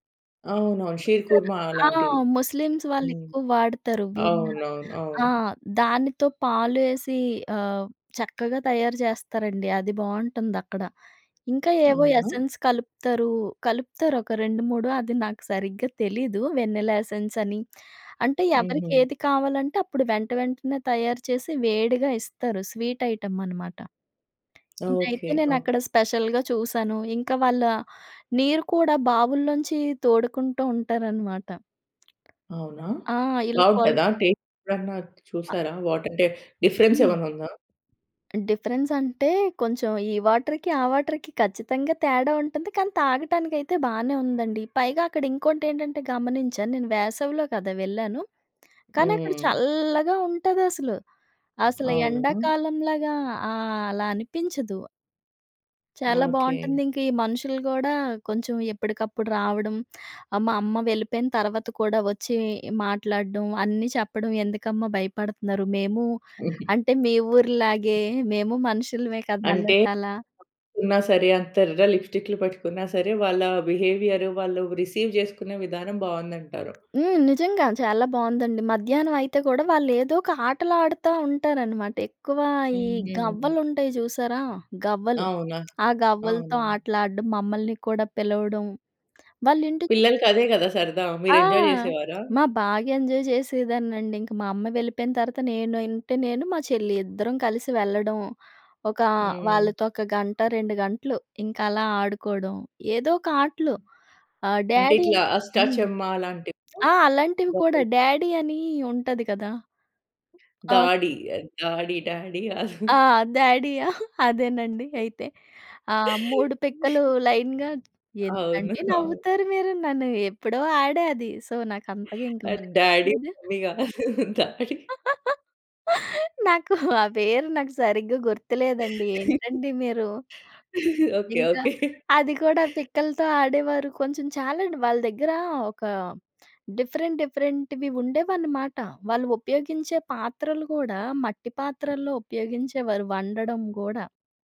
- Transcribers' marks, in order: in English: "ఎసెన్స్"; in English: "వెనీలా ఎసెన్స్"; in English: "స్వీట్ ఐటమ్"; tapping; in English: "స్పెషల్‌గా"; other noise; in English: "టెస్ట్"; in English: "వాటర్"; in English: "డీఫెరెన్స్"; in English: "డిఫరెన్స్"; in English: "వాటర్‌కి"; in English: "వాటర్‌కి"; chuckle; other background noise; in English: "బి‌హే‌వీయార్"; in English: "రిసీవ్"; lip smack; in English: "ఎంజాయ్"; in English: "ఎంజాయ్"; in English: "డ్యాడీ"; unintelligible speech; in English: "డ్యాడీ"; laugh; in English: "లైన్‌గా"; laughing while speaking: "డాడీ, మమ్మీ కాదు. దాడి"; in English: "డాడీ, మమ్మీ"; laugh; laughing while speaking: "ఓకే. ఓకే"; in English: "డిఫరెంట్ డిఫరెంట్‌వి"
- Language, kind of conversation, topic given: Telugu, podcast, స్థానిక జనాలతో కలిసినప్పుడు మీకు గుర్తుండిపోయిన కొన్ని సంఘటనల కథలు చెప్పగలరా?